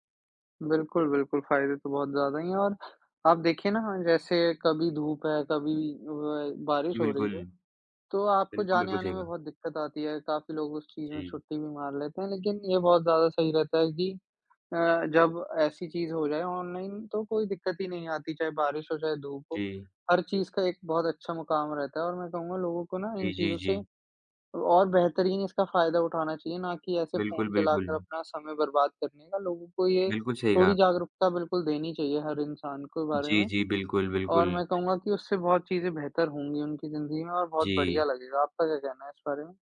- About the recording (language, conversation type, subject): Hindi, unstructured, इंटरनेट ने हमारी पढ़ाई को कैसे बदला है?
- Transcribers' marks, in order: none